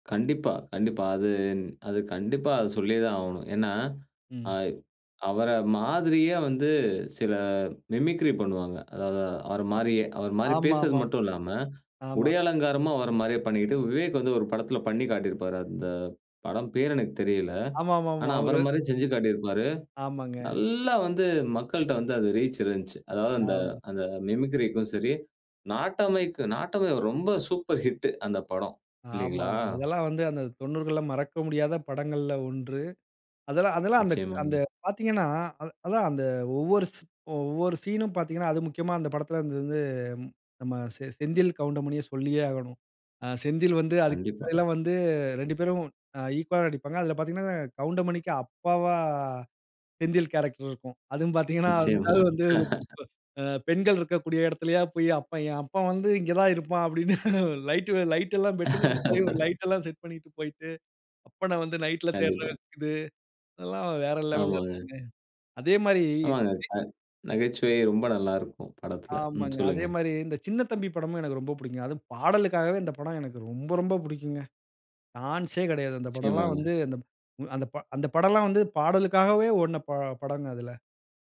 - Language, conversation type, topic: Tamil, podcast, சூப்பர் ஹிட் கதைகள் பொதுமக்களை எதற்கு ஈர்க்கும்?
- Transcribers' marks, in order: in English: "மிமிக்ரி"; in English: "ரீச்"; in English: "ஈக்வாலா"; other background noise; laugh; tapping; laughing while speaking: "என் அப்பன் வந்து இங்க தான் … வேற லெவல இருக்குங்க"; chuckle; laugh; in English: "லெவல"; in English: "டான்ஸ்சே"